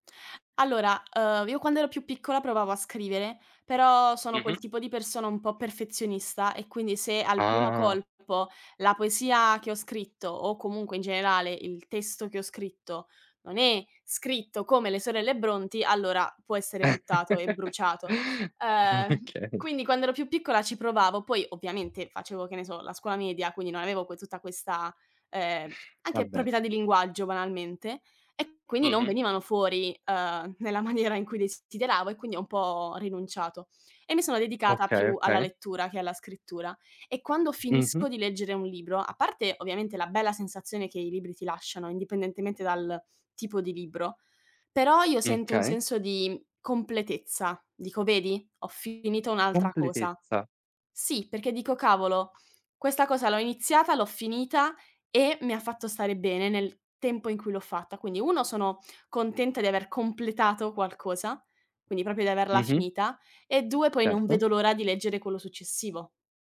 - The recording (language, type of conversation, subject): Italian, unstructured, Come ti senti dopo una bella sessione del tuo hobby preferito?
- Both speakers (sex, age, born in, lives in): female, 20-24, Italy, Italy; male, 20-24, Italy, Italy
- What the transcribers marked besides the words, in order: other background noise; drawn out: "Ah"; laugh; laughing while speaking: "Okay"; tapping; laughing while speaking: "maniera"; "proprio" said as "propio"